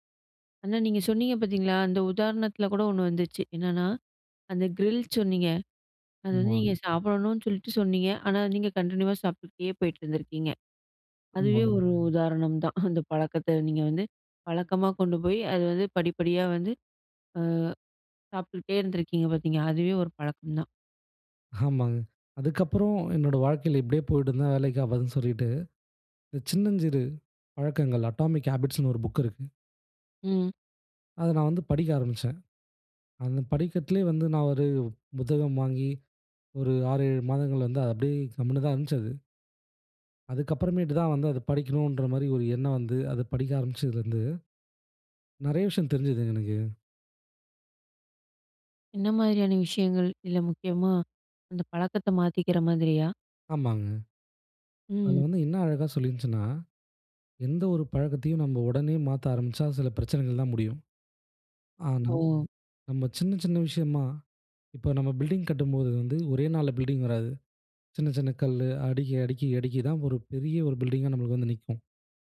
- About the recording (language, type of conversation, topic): Tamil, podcast, ஒரு பழக்கத்தை உடனே மாற்றலாமா, அல்லது படிப்படியாக மாற்றுவது நல்லதா?
- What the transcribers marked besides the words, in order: in English: "க்ரில்"; other noise; in English: "கன்டினியூவா"; drawn out: "உதாரணம்"; chuckle; drawn out: "ஆ"; laughing while speaking: "ஆமாங்க"; in English: "அடாமிக் ஹேபிட்ஸ்ன்னு"; in English: "பில்டிங்"; in English: "பில்டிங்"; in English: "பில்டிங்கா"